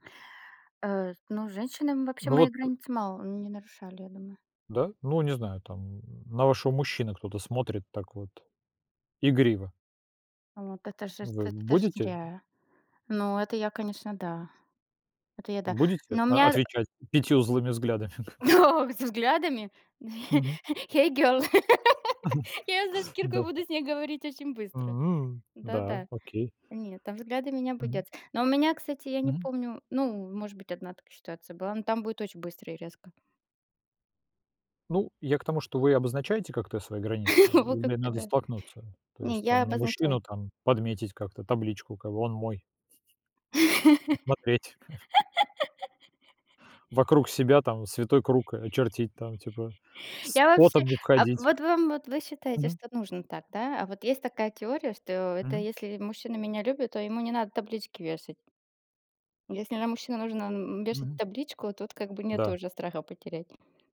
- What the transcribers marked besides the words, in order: other background noise; tapping; other noise; chuckle; in English: "Hey, girl"; laugh; chuckle; laugh; laugh; chuckle
- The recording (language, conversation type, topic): Russian, unstructured, Что делать, если кто-то постоянно нарушает твои границы?